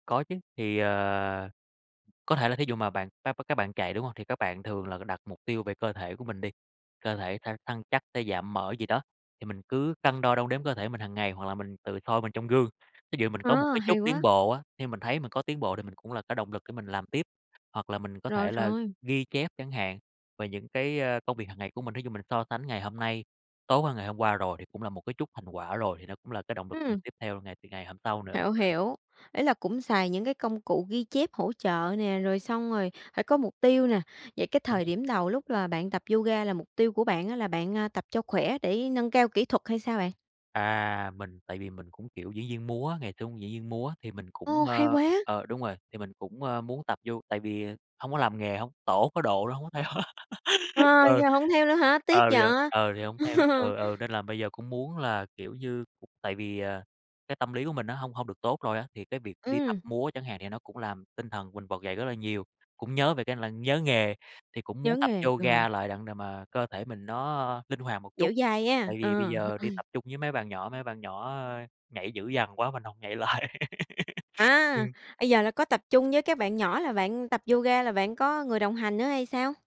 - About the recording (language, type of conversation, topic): Vietnamese, podcast, Bạn quản lý thời gian như thế nào để duy trì thói quen?
- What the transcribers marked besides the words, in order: tapping; unintelligible speech; other background noise; unintelligible speech; laughing while speaking: "theo á"; laugh; laugh; laughing while speaking: "lại"; laugh